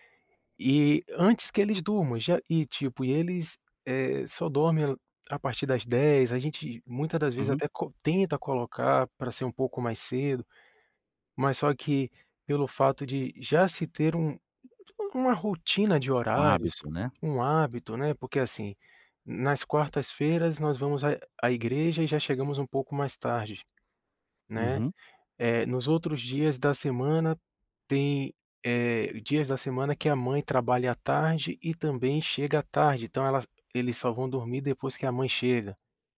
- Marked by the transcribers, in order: tapping
- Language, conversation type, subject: Portuguese, advice, Como posso manter um horário de sono regular?